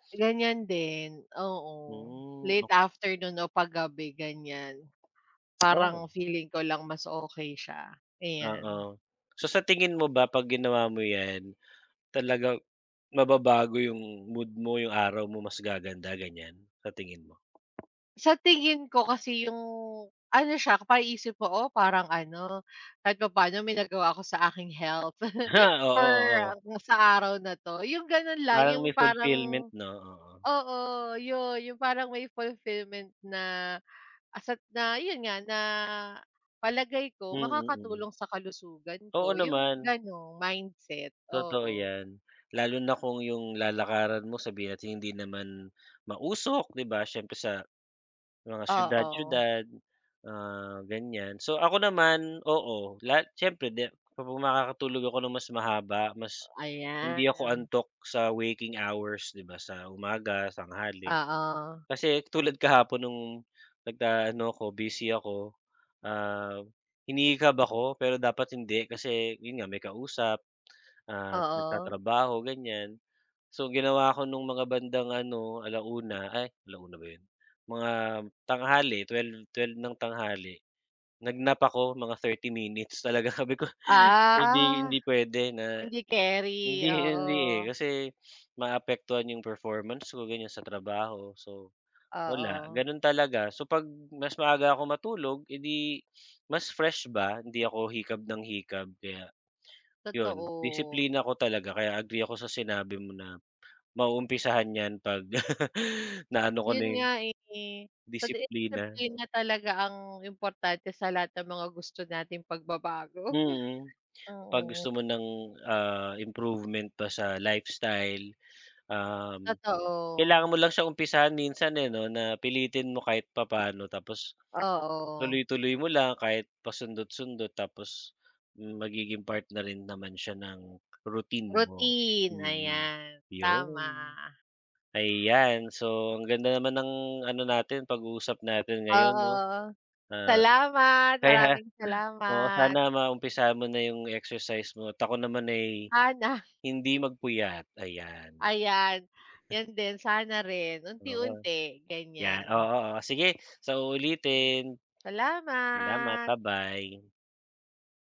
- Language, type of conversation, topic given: Filipino, unstructured, Ano ang mga simpleng bagay na gusto mong baguhin sa araw-araw?
- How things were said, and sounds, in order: other background noise; unintelligible speech; chuckle; laughing while speaking: "talaga, sabi ko"; tapping; laugh; laughing while speaking: "kaya"; drawn out: "Salamat"